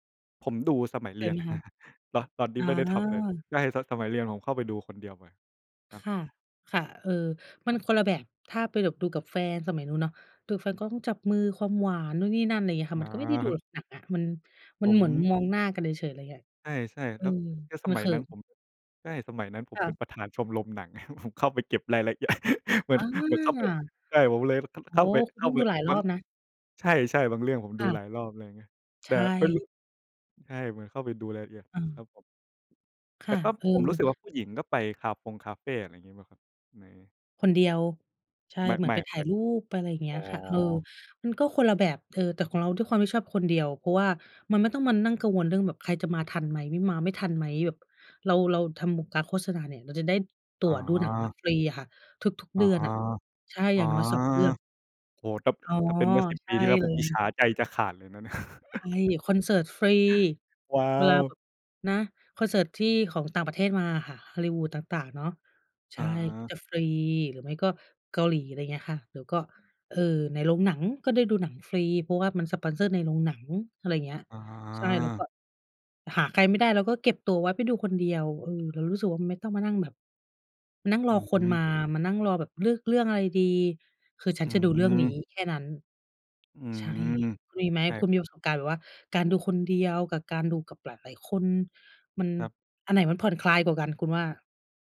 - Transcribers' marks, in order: chuckle; tapping; other background noise; chuckle; chuckle
- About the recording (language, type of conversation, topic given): Thai, unstructured, เวลาทำงานแล้วรู้สึกเครียด คุณมีวิธีผ่อนคลายอย่างไร?